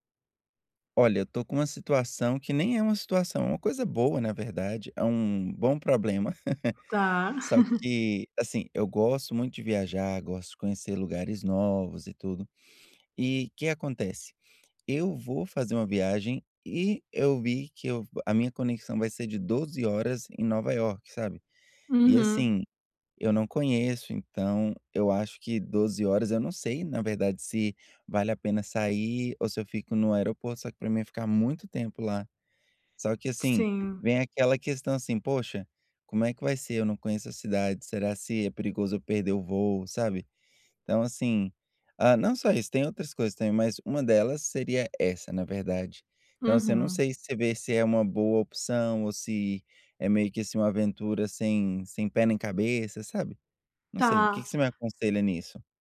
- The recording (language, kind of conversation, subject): Portuguese, advice, Como posso explorar lugares novos quando tenho pouco tempo livre?
- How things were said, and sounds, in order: chuckle; tapping